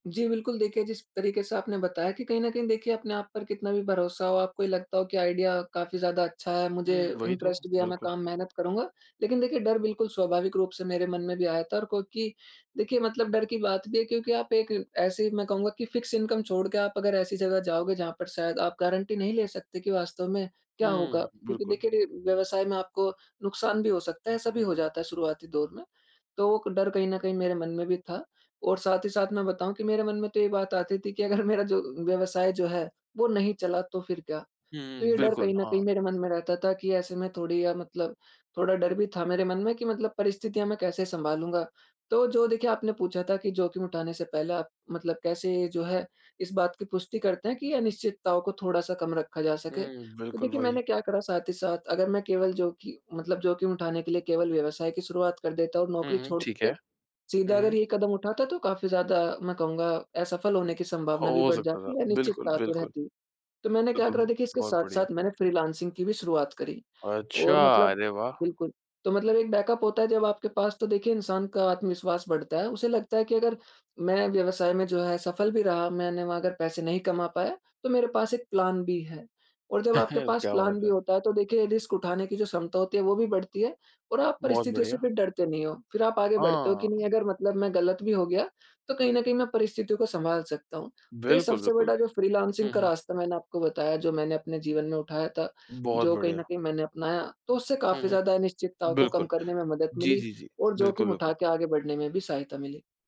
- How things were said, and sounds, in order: in English: "आइडिया"; in English: "इंटरेस्ट"; in English: "फिक्स इनकम"; laughing while speaking: "अगर मेरा"; surprised: "अच्छा"; in English: "बैकअप"; in English: "प्लान बी"; in English: "प्लान बी"; chuckle; in English: "रिस्क"
- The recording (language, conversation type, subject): Hindi, podcast, जोखिम उठाने से पहले आप अपनी अनिश्चितता को कैसे कम करते हैं?